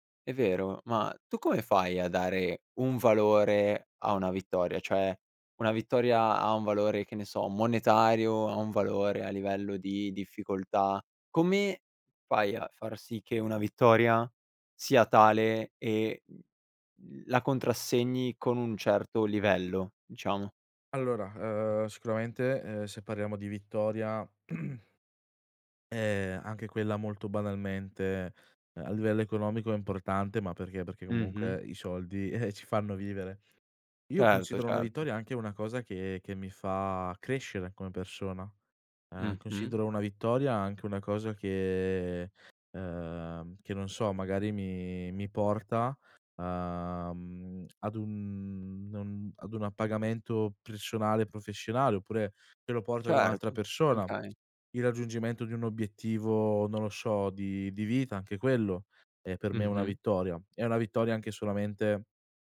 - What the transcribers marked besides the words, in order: "Cioè" said as "ceh"; throat clearing; laughing while speaking: "eh-eh"
- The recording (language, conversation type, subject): Italian, podcast, Come costruisci la fiducia in te stesso, giorno dopo giorno?